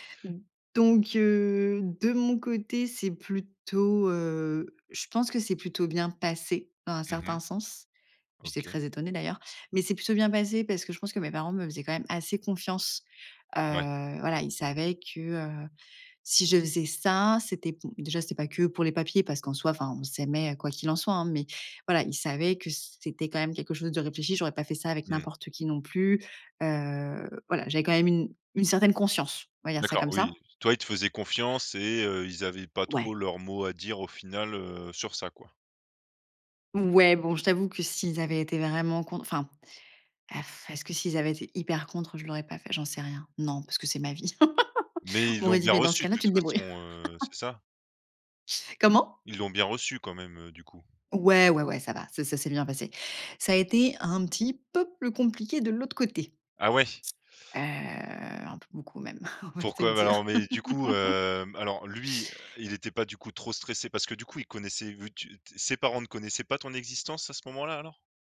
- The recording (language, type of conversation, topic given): French, podcast, Comment présenter un nouveau partenaire à ta famille ?
- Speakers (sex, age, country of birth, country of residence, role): female, 30-34, France, France, guest; male, 30-34, France, France, host
- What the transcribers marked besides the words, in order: tapping; blowing; giggle; laugh; laughing while speaking: "on va se le dire"; laugh